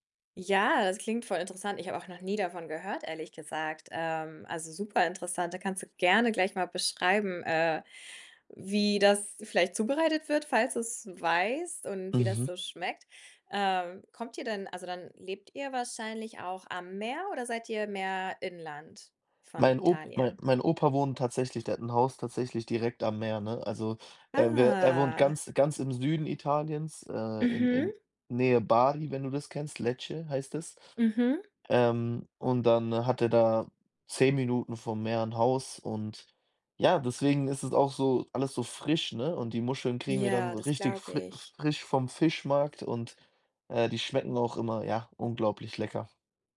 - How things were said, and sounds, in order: other background noise; drawn out: "Ah"; tapping
- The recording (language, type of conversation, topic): German, podcast, Was ist dein liebstes Gericht bei Familienfeiern?